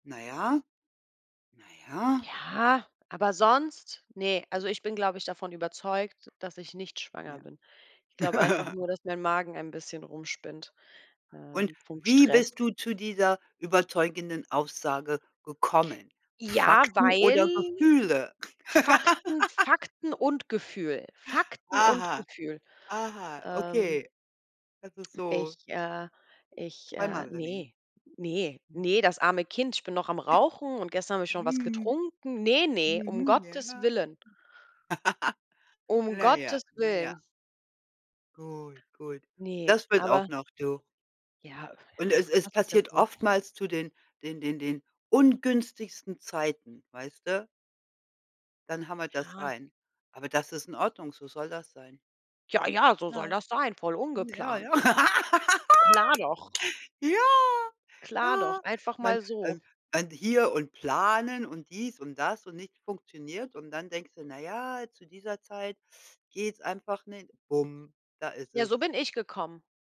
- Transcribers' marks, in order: laugh; other background noise; laugh; laugh; "hämmert" said as "hammert"; laugh
- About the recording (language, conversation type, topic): German, unstructured, Was macht eine gute Überzeugung aus?